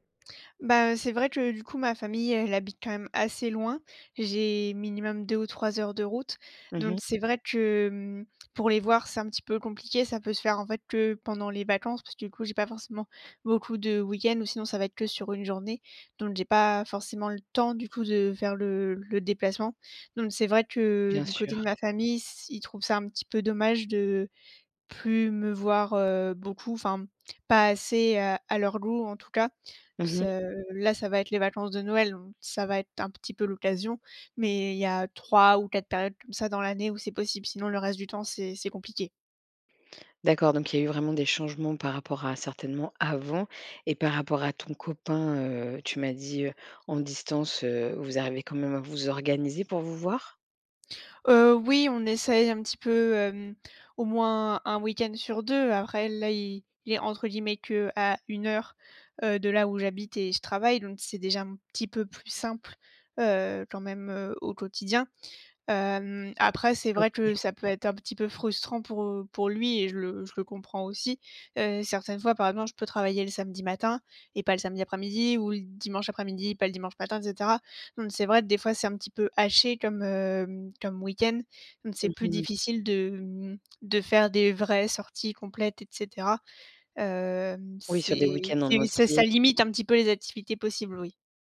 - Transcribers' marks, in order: stressed: "temps"; stressed: "avant"
- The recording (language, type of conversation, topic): French, advice, Comment puis-je rétablir un équilibre entre ma vie professionnelle et ma vie personnelle pour avoir plus de temps pour ma famille ?